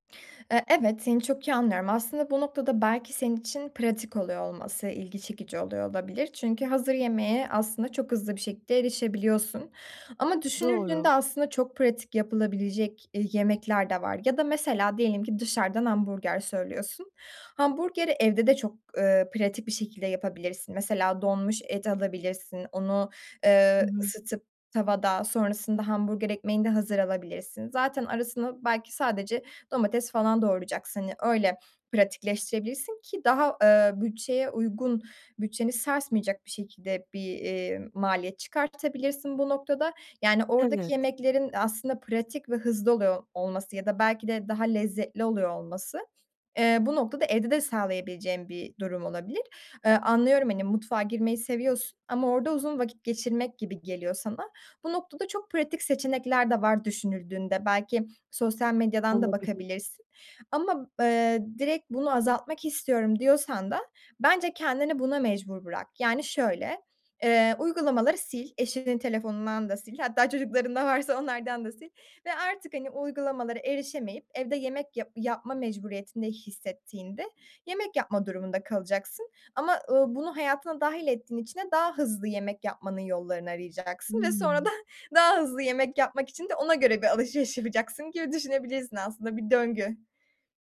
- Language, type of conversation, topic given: Turkish, advice, Bütçemi ve tasarruf alışkanlıklarımı nasıl geliştirebilirim ve israfı nasıl önleyebilirim?
- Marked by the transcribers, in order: tapping; other background noise